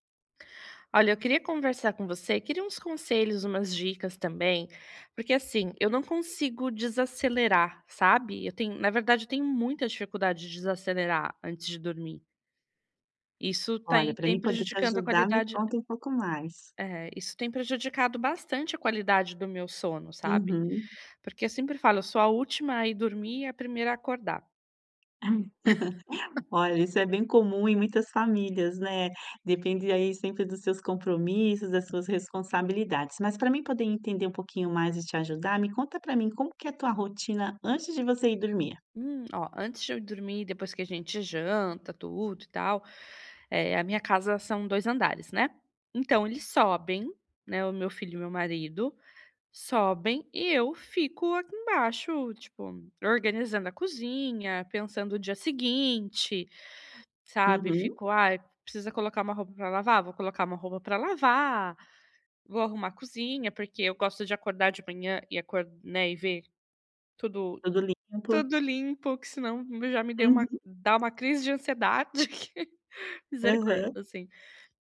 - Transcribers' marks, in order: tapping; laugh; laughing while speaking: "que"
- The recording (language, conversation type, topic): Portuguese, advice, Como posso desacelerar de forma simples antes de dormir?